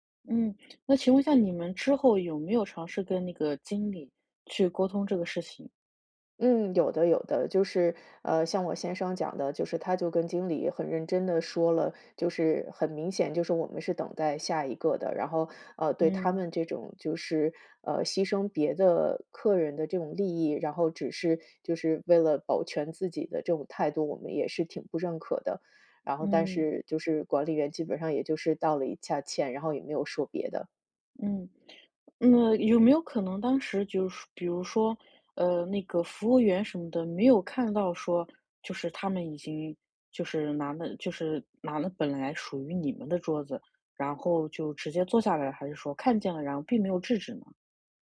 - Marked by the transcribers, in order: tapping
- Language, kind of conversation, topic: Chinese, advice, 我怎样才能更好地控制冲动和情绪反应？